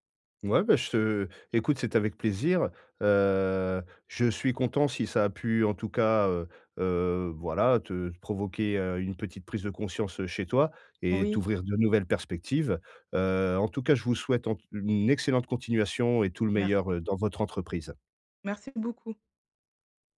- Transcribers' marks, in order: none
- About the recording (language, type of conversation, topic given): French, advice, Comment valider rapidement si mon idée peut fonctionner ?
- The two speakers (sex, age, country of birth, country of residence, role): female, 35-39, France, France, user; male, 40-44, France, France, advisor